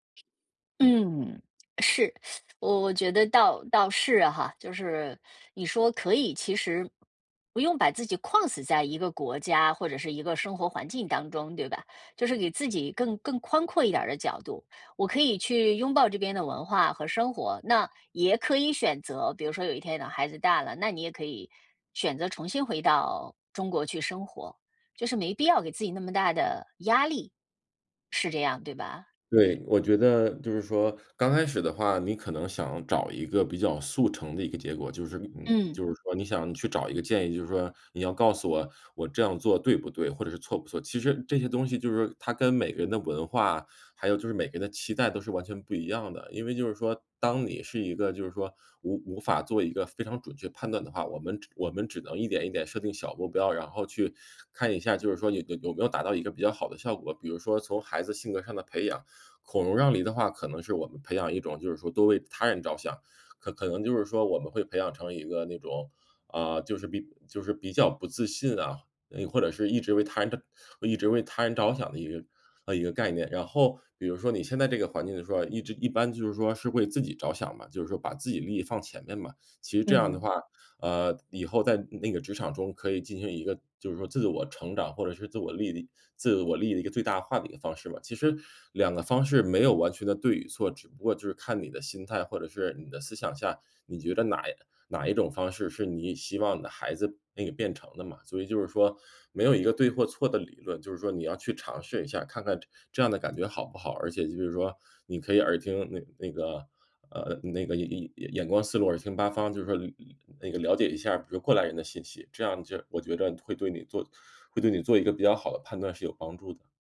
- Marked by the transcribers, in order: other background noise; teeth sucking; teeth sucking
- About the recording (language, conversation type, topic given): Chinese, advice, 我该如何调整期待，并在新环境中重建日常生活？